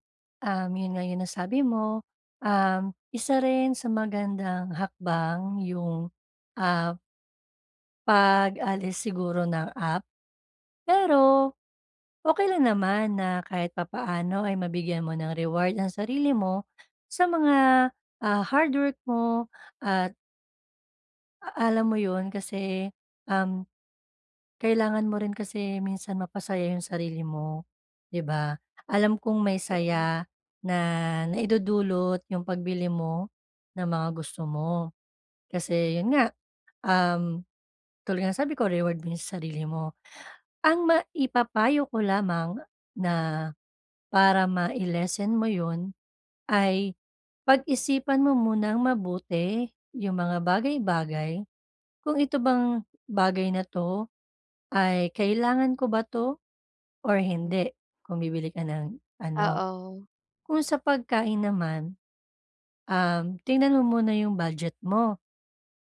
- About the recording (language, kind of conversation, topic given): Filipino, advice, Paano ko makokontrol ang impulsibong kilos?
- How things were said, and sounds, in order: tapping